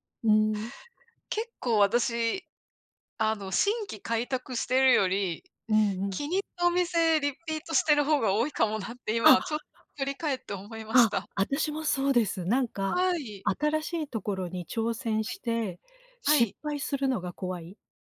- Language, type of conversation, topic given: Japanese, unstructured, 新しいレストランを試すとき、どんな基準で選びますか？
- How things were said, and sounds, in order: surprised: "あ"; gasp